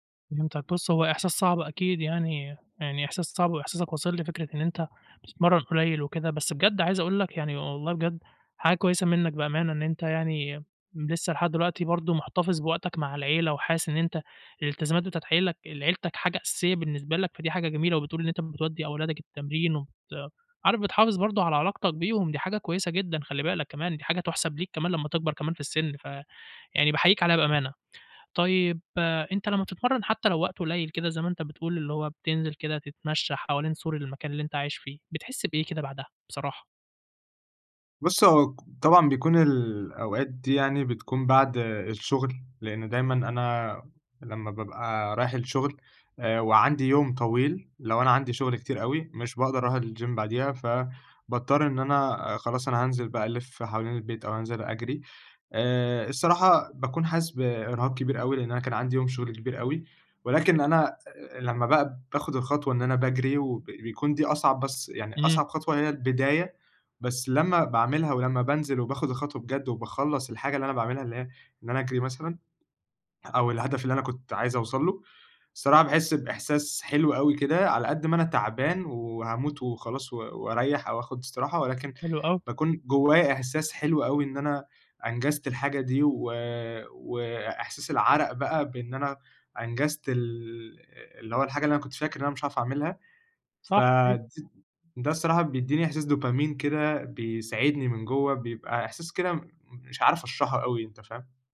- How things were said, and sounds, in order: tapping; in English: "الGYM"
- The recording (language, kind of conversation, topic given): Arabic, advice, إزاي أقدر أنظّم مواعيد التمرين مع شغل كتير أو التزامات عائلية؟